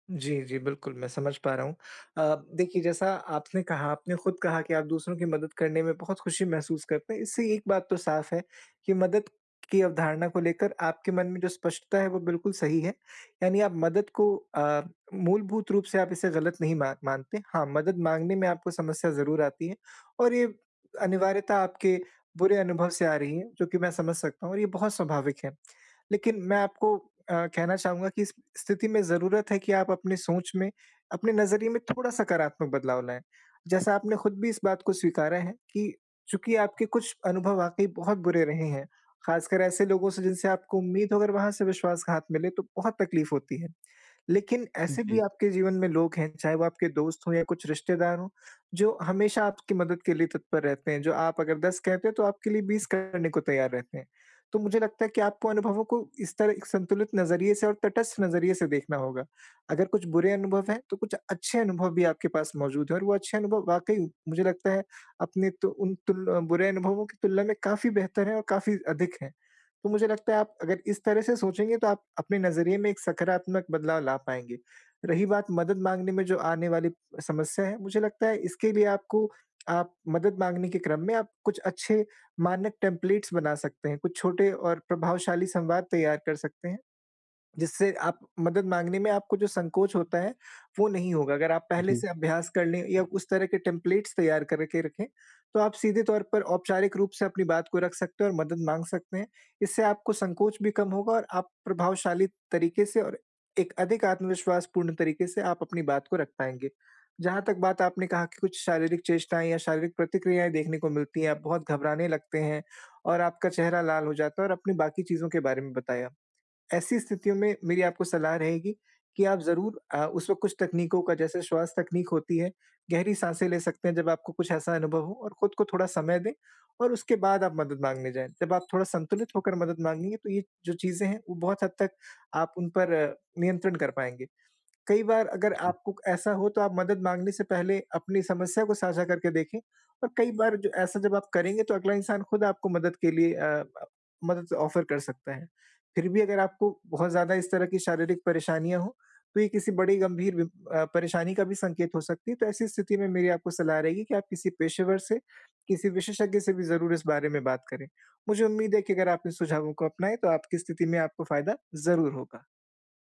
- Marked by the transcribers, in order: other background noise; in English: "टेम्पलेट्स"; in English: "टेम्पलेट्स"; in English: "ऑफ़र"
- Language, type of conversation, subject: Hindi, advice, मदद कब चाहिए: संकेत और सीमाएँ